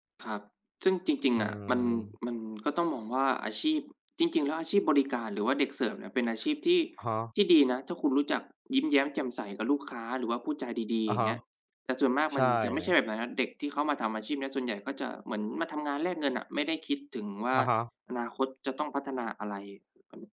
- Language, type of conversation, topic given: Thai, unstructured, ข่าวเทคโนโลยีใหม่ล่าสุดส่งผลต่อชีวิตของเราอย่างไรบ้าง?
- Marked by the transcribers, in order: other noise